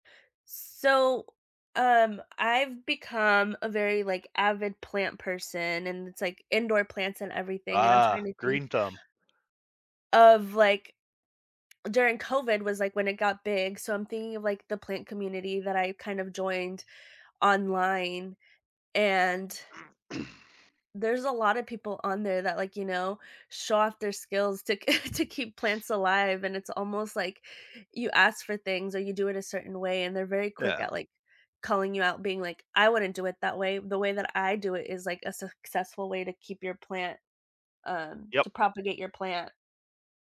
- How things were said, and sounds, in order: tapping; grunt; chuckle; other background noise
- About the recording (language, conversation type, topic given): English, unstructured, Why do people sometimes feel the need to show off their abilities, and how does it affect those around them?